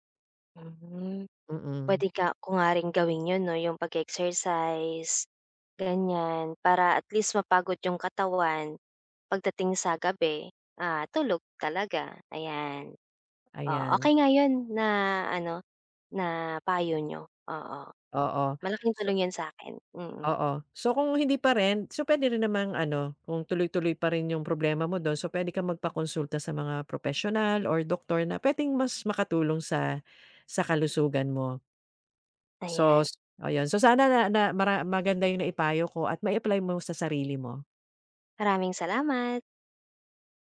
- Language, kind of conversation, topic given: Filipino, advice, Paano ko maaayos ang sobrang pag-idlip sa hapon na nagpapahirap sa akin na makatulog sa gabi?
- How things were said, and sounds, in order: other background noise